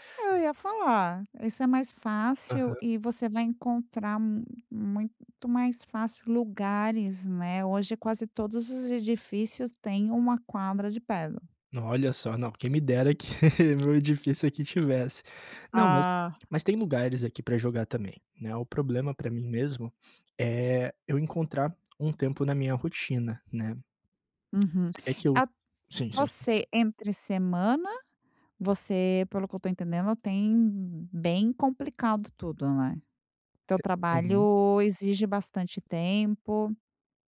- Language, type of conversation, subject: Portuguese, advice, Como posso começar um novo hobby sem ficar desmotivado?
- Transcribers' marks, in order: laugh; tapping